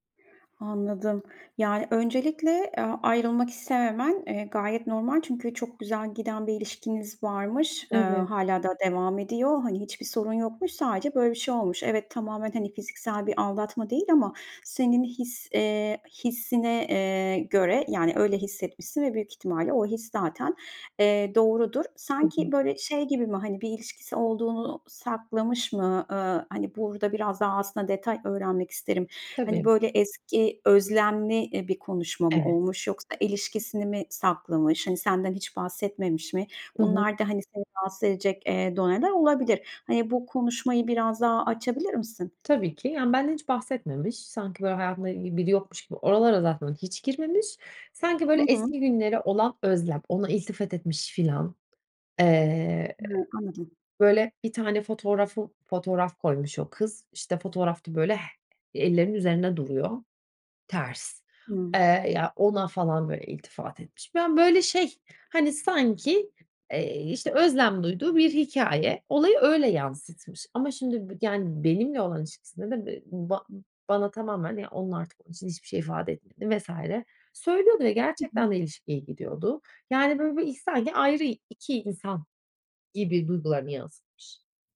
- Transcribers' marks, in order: other background noise
- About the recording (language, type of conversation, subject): Turkish, advice, Aldatmanın ardından güveni neden yeniden inşa edemiyorum?